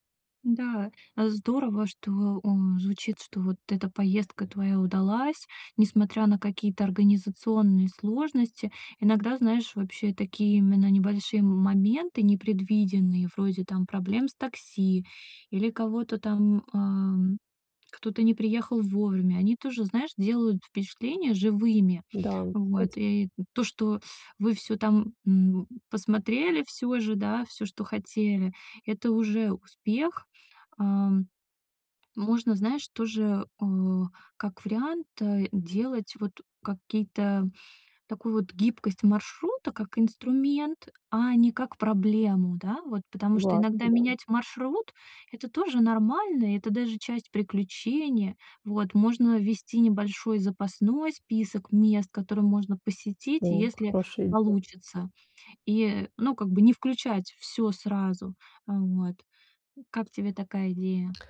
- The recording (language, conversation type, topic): Russian, advice, Как лучше планировать поездки, чтобы не терять время?
- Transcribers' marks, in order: other background noise